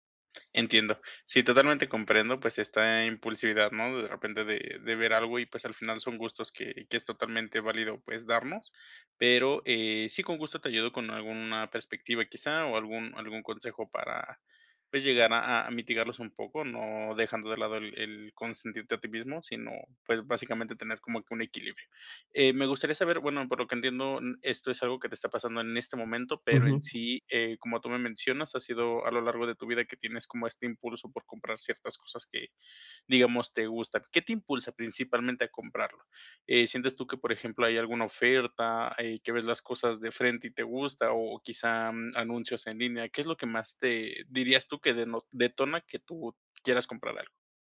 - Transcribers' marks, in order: none
- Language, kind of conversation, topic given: Spanish, advice, ¿Cómo puedo evitar las compras impulsivas y ahorrar mejor?